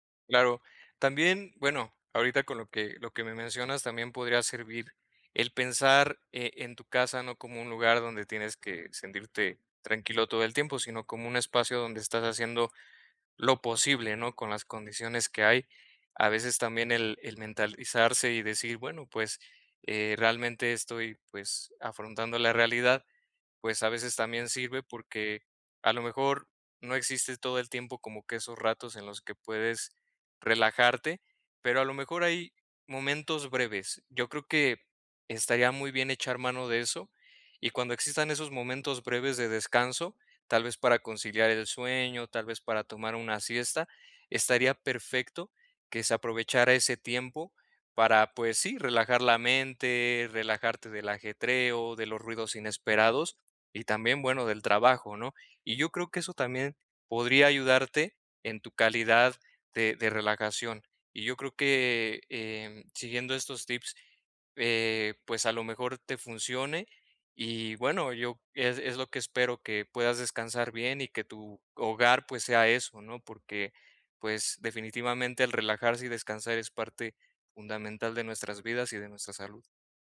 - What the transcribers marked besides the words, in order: tapping; groan
- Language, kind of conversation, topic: Spanish, advice, ¿Por qué no puedo relajarme cuando estoy en casa?